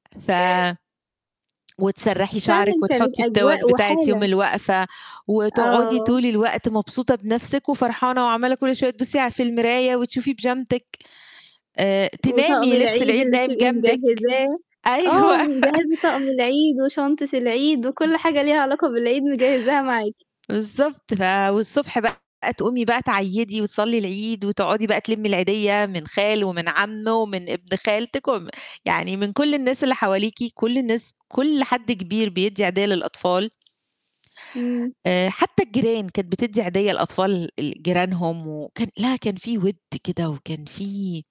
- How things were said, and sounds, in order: laugh; other background noise; distorted speech; tapping
- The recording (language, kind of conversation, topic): Arabic, podcast, إيه ذكريات الطفولة اللي بتجيلك أول ما تفتكر البيت؟